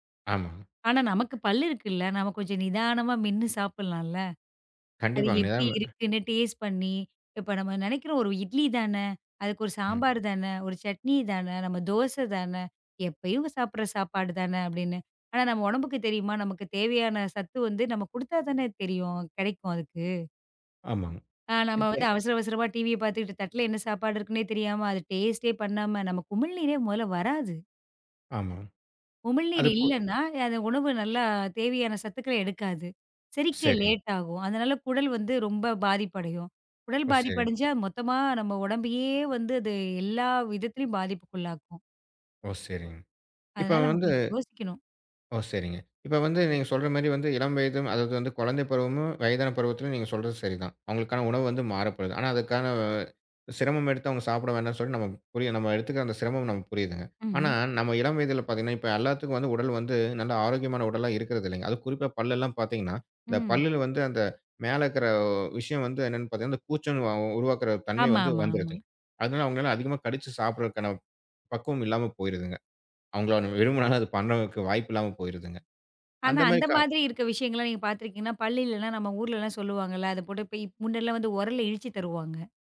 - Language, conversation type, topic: Tamil, podcast, நிதானமாக சாப்பிடுவதால் கிடைக்கும் மெய்நுணர்வு நன்மைகள் என்ன?
- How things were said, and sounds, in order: in English: "டேஸ்ட்"; in English: "டிவிய"; in English: "டேஸ்ட்"; in English: "லேட்"